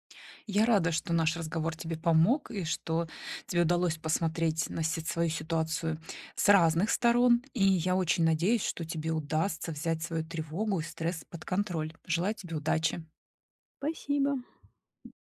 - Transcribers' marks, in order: other background noise; tapping
- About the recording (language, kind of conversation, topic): Russian, advice, Как мне уменьшить тревогу и стресс перед предстоящей поездкой?